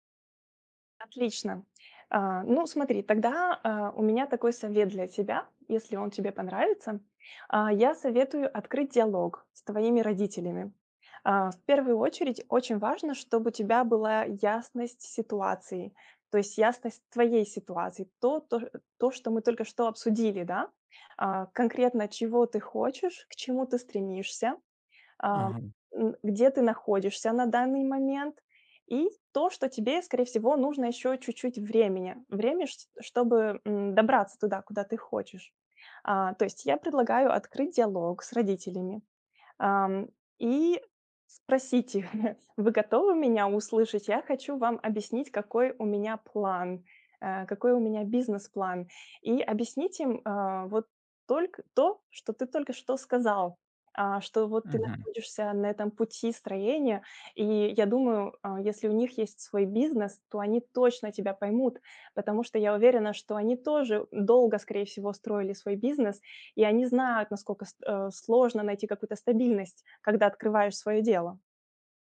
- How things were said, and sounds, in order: chuckle
- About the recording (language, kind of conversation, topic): Russian, advice, Как перестать бояться разочаровать родителей и начать делать то, что хочу я?